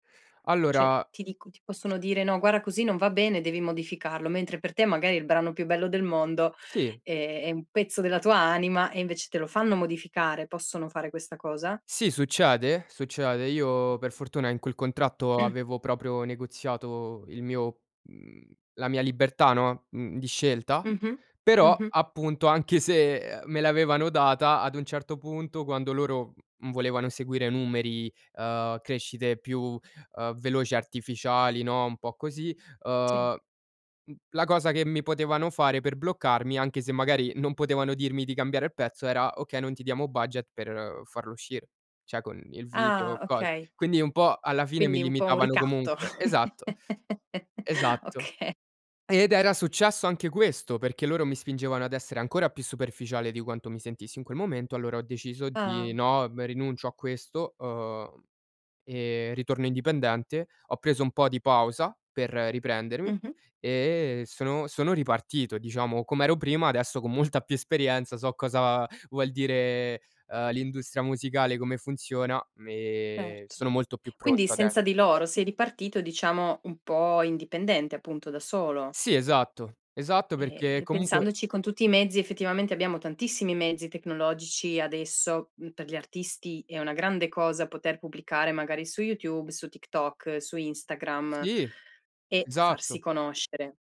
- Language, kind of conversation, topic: Italian, podcast, Come gestisci la pigrizia o la mancanza di motivazione?
- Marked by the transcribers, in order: "Cioè" said as "ceh"; other background noise; "guarda" said as "guara"; other noise; throat clearing; "cioè" said as "ceh"; chuckle; laughing while speaking: "Oka"